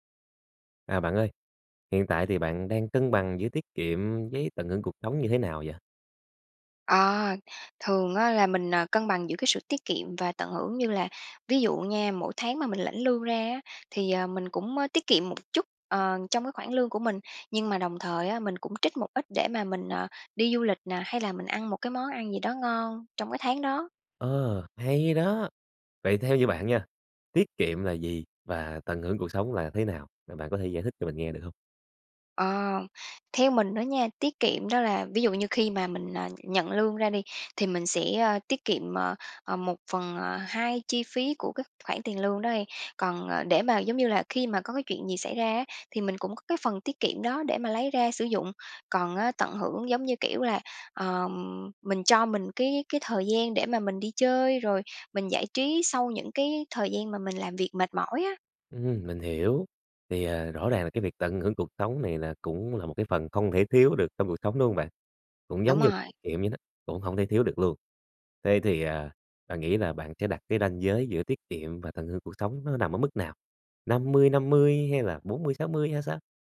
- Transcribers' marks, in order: other background noise; tapping
- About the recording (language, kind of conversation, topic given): Vietnamese, podcast, Bạn cân bằng giữa tiết kiệm và tận hưởng cuộc sống thế nào?